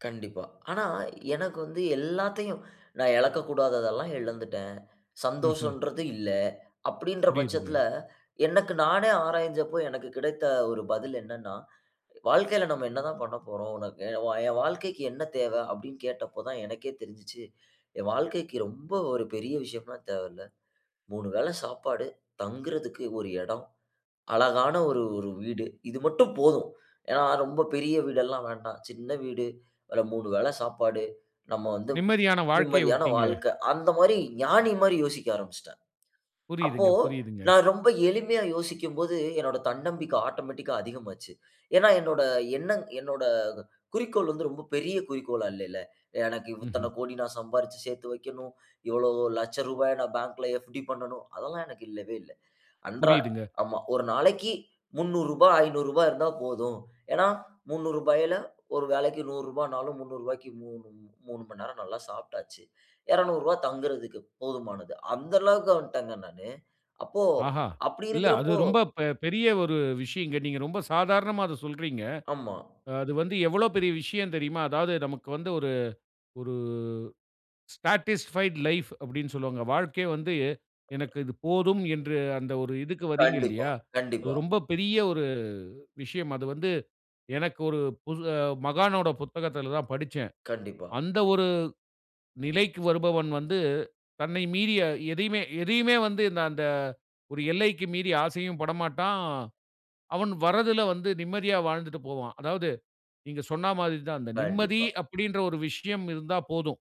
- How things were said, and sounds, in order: inhale; inhale; inhale; "விட்டீங்களே" said as "உட்டீங்களே"; in English: "ஆட்டோமேட்டிக்"; inhale; in English: "ஸ்டாட்டிஸ்ஃபைட் லைஃப்"; other noise
- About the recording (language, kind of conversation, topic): Tamil, podcast, தன்னம்பிக்கை குறையும்போது நீங்கள் என்ன செய்கிறீர்கள்?